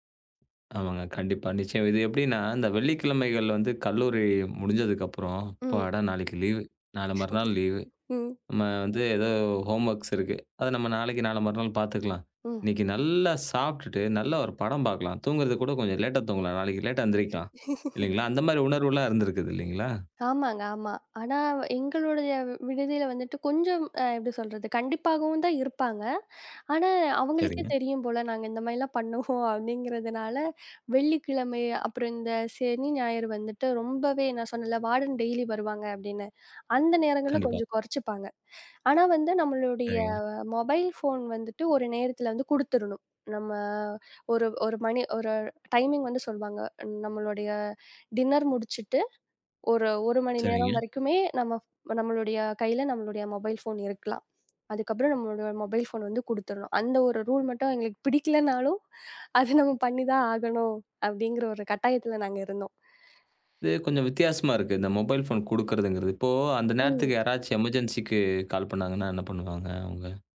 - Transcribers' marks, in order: chuckle; in English: "ஹோம்வொர்க்ஸ்"; laugh; laughing while speaking: "பண்ணுவோம் அப்படிங்கிறதுனால"; "சனி" said as "செனி"; in English: "வார்டன் டெய்லி"; inhale; in English: "மொபைல் போன்"; in English: "டைமிங்"; in English: "டின்னர்"; horn; tapping; in English: "மொபைல் போன்"; in English: "மொபைல் போன்"; in English: "ரூல்"; laughing while speaking: "பிடிக்கலைன்னாலும், அதை நாம பண்ணித்தான் ஆகணும்"; inhale; in English: "மொபைல்ஃபோன்"; in English: "எமர்ஜென்ஸிக்கு கால்"
- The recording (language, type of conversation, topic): Tamil, podcast, சிறிய அறையை பயனுள்ளதாக எப்படிச் மாற்றுவீர்கள்?